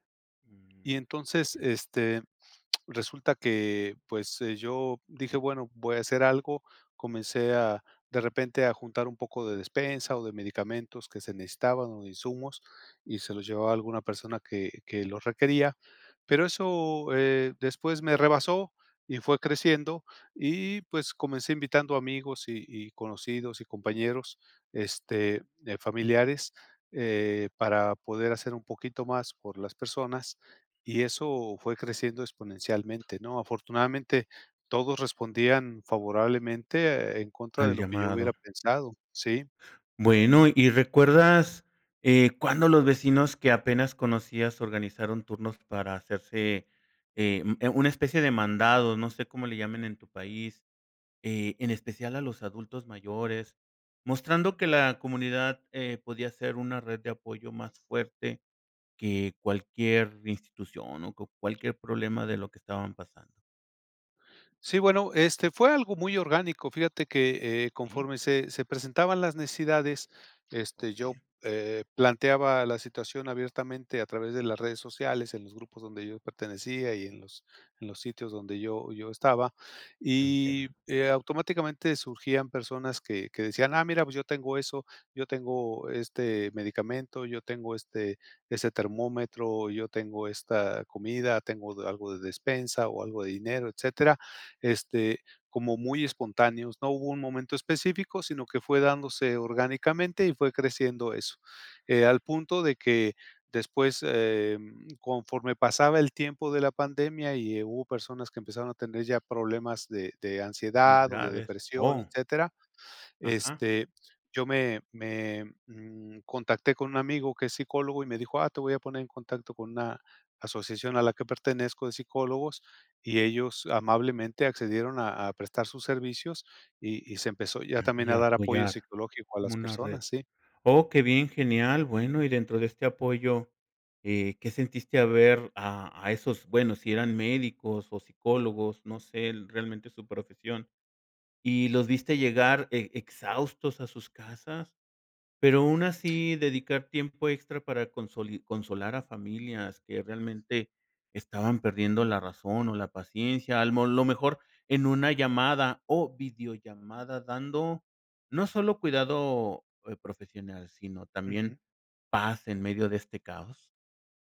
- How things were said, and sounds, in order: unintelligible speech; tapping; other noise
- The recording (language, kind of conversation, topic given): Spanish, podcast, ¿Cuál fue tu encuentro más claro con la bondad humana?